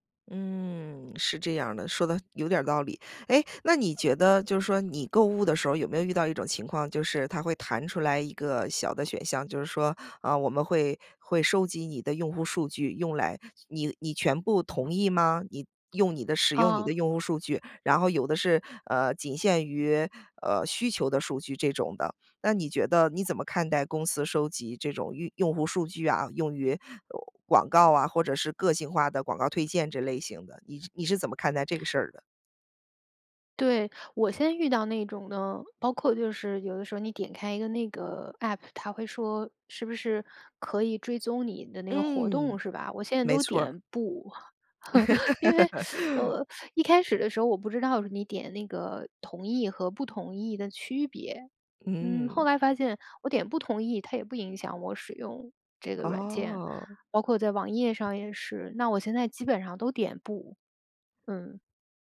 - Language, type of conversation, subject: Chinese, podcast, 我们该如何保护网络隐私和安全？
- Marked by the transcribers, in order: other background noise; chuckle; tapping; laugh; teeth sucking